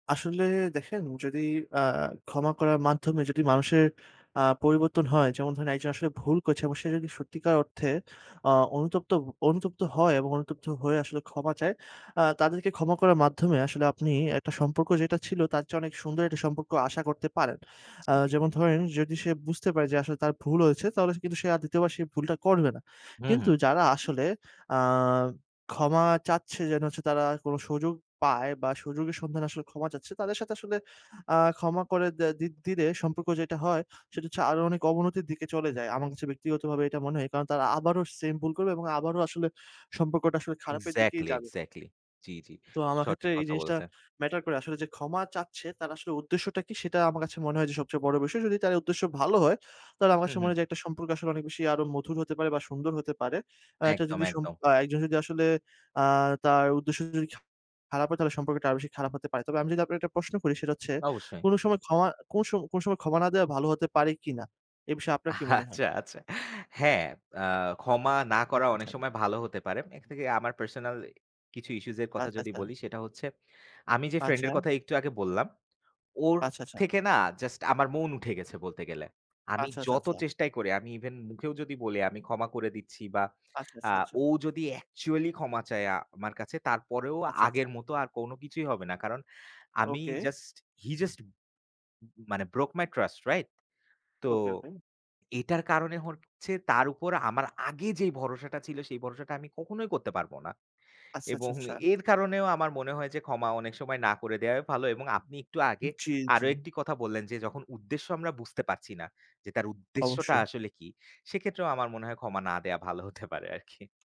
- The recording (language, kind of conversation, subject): Bengali, unstructured, তুমি কি বিশ্বাস করো যে ক্ষমা করা সব সময়ই প্রয়োজন?
- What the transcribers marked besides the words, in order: other background noise; laughing while speaking: "আচ্ছা, আচ্ছা"; in English: "just he just"; in English: "broke my trust right"; tapping